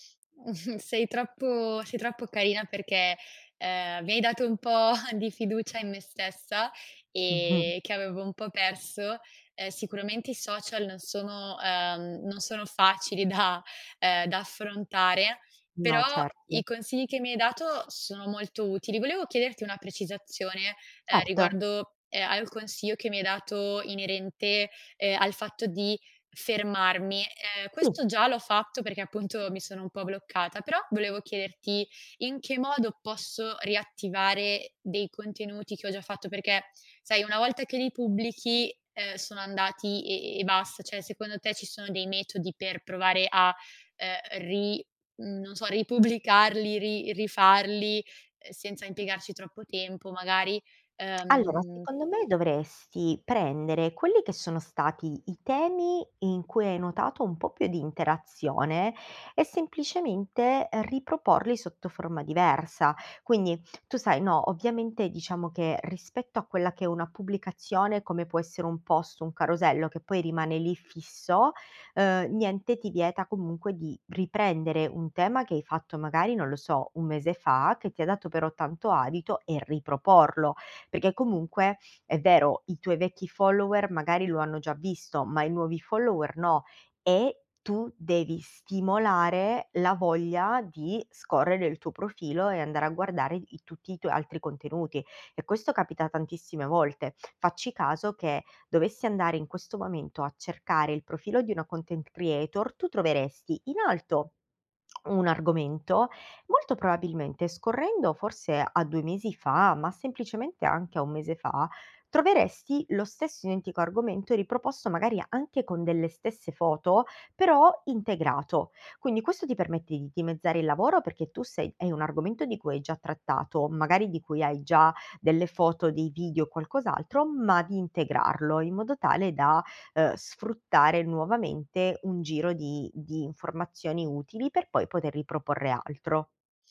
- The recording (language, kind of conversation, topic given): Italian, advice, Come posso superare il blocco creativo e la paura di pubblicare o mostrare il mio lavoro?
- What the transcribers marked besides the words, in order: chuckle; other background noise; chuckle; laughing while speaking: "da"; "cioè" said as "ceh"; tapping; laughing while speaking: "ripubblicarli"; in English: "post"; in English: "follower"; in English: "follower"